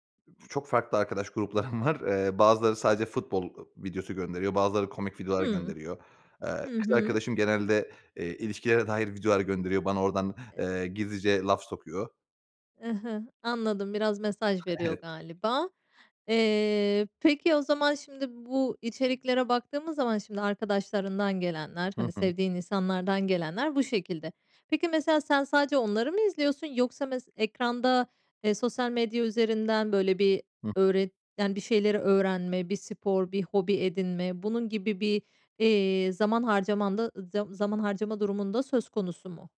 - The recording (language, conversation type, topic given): Turkish, podcast, Ekran bağımlılığıyla baş etmek için ne yaparsın?
- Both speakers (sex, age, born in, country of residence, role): female, 35-39, Turkey, Spain, host; male, 30-34, Turkey, Bulgaria, guest
- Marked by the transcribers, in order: laughing while speaking: "gruplarım var"; other noise; other background noise